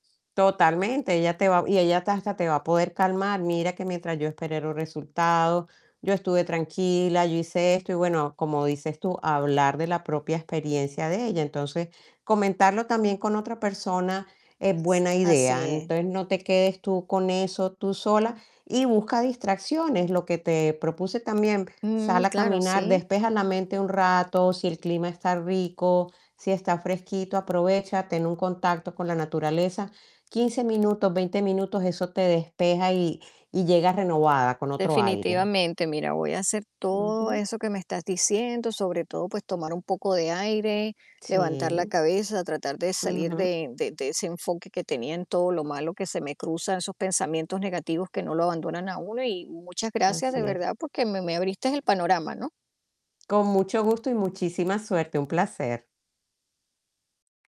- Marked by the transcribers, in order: static; other background noise; tapping; distorted speech
- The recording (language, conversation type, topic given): Spanish, advice, ¿Cómo te sientes mientras esperas resultados médicos importantes?